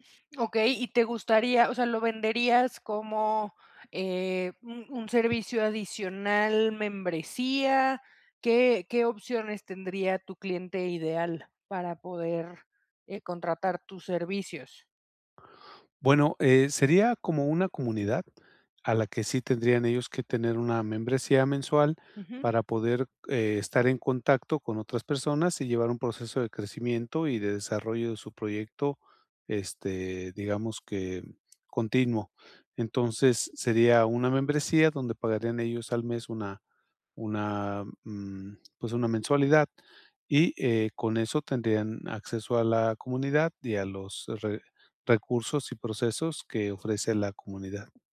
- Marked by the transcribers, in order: other background noise
- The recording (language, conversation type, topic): Spanish, advice, ¿Cómo puedo validar si mi idea de negocio tiene un mercado real?